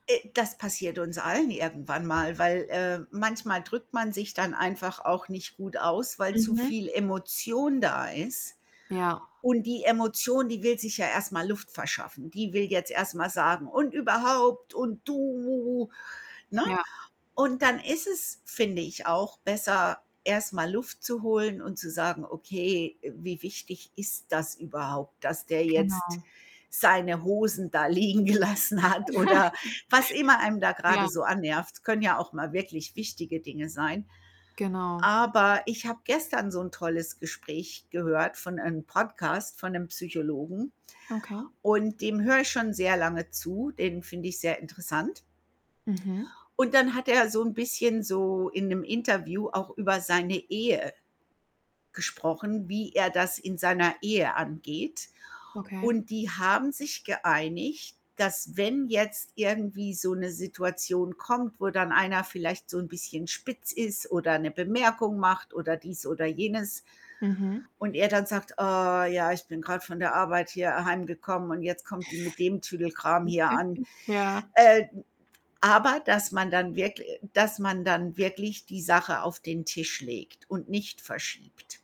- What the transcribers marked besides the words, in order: static; tapping; put-on voice: "Und überhaupt und du"; distorted speech; laughing while speaking: "liegen gelassen hat?"; chuckle; put-on voice: "Oh ja, ich bin grad … Tüdelkram hier an"; giggle
- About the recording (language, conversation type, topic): German, unstructured, Wie kannst du verhindern, dass ein Streit eskaliert?